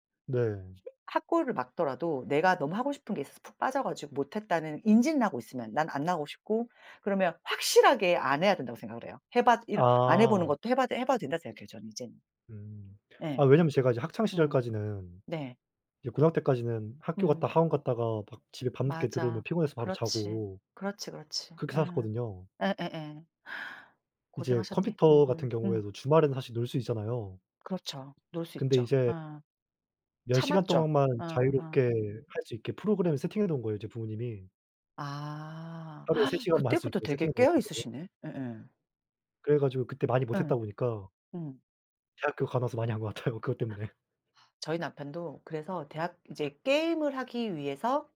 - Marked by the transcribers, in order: other background noise; gasp; unintelligible speech; laughing while speaking: "같아요"
- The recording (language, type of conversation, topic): Korean, unstructured, 취미 때문에 가족과 다툰 적이 있나요?